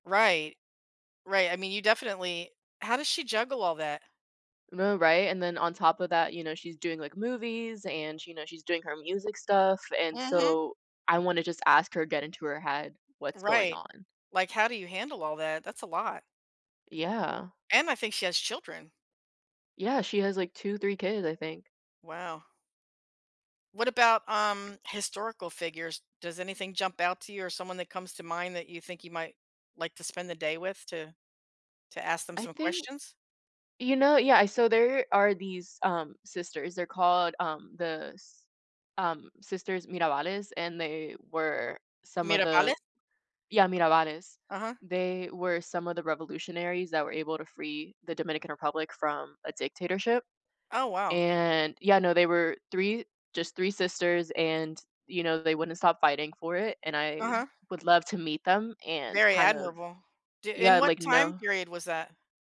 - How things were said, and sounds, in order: none
- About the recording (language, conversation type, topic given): English, unstructured, What do you think you could learn from meeting someone famous today versus someone from history?
- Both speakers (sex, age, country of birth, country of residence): female, 20-24, Dominican Republic, United States; female, 60-64, United States, United States